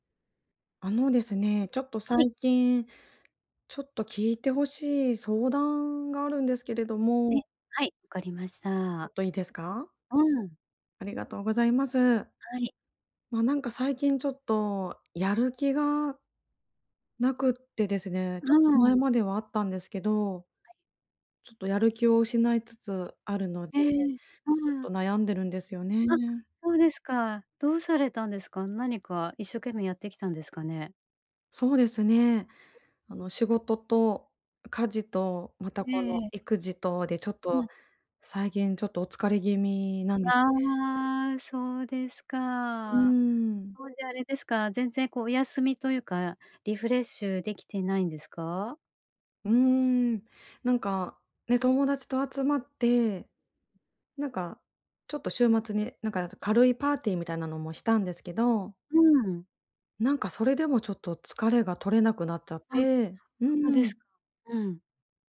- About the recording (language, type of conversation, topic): Japanese, advice, どうすればエネルギーとやる気を取り戻せますか？
- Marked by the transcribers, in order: other background noise